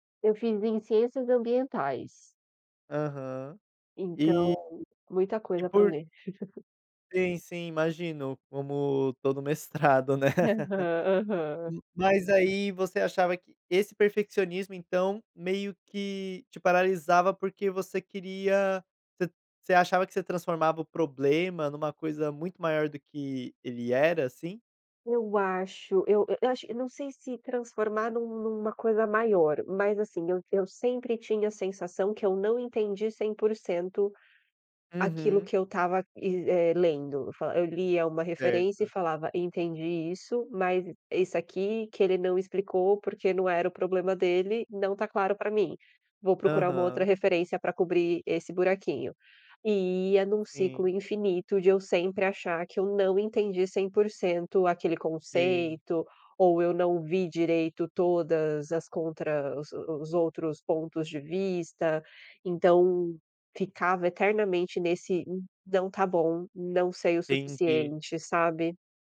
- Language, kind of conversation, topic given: Portuguese, podcast, O que você faz quando o perfeccionismo te paralisa?
- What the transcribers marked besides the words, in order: laugh; laugh